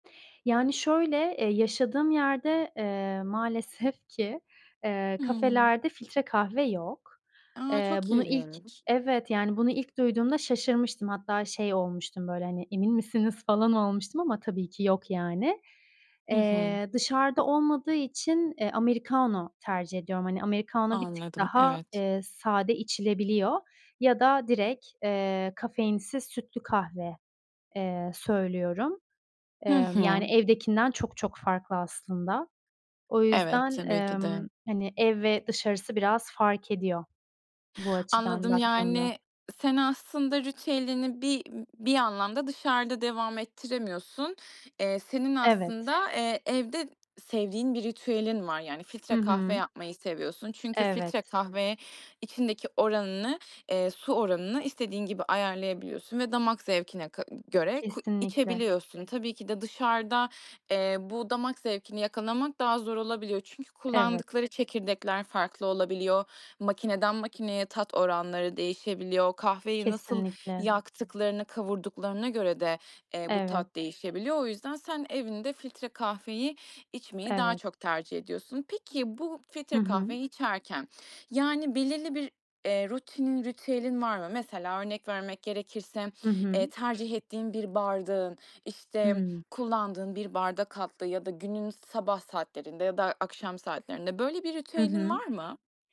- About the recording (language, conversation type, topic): Turkish, podcast, Kahve veya çay ritüelin nasıl, bize anlatır mısın?
- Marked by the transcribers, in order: in Italian: "americano"; in Italian: "americano"; other background noise